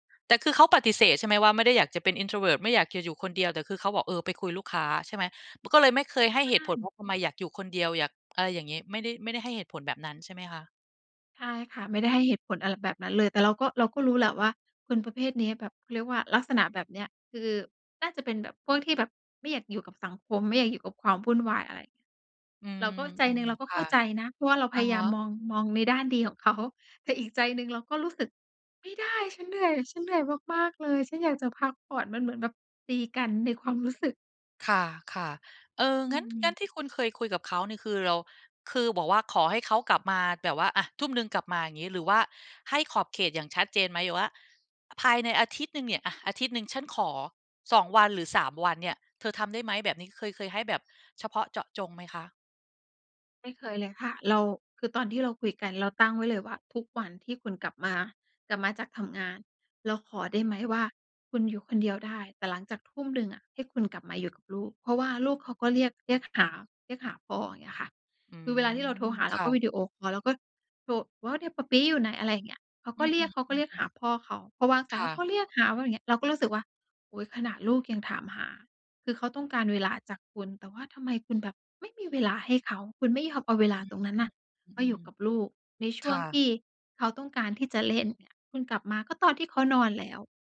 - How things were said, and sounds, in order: in English: "introvert"; laughing while speaking: "เขา"; unintelligible speech
- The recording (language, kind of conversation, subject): Thai, advice, ฉันควรจัดการอารมณ์และปฏิกิริยาที่เกิดซ้ำๆ ในความสัมพันธ์อย่างไร?